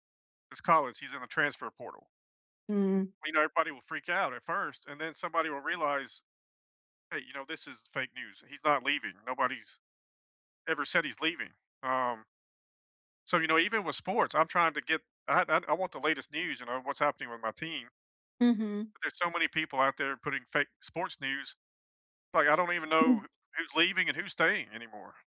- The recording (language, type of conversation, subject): English, unstructured, What do you think is the impact of fake news?
- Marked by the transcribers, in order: none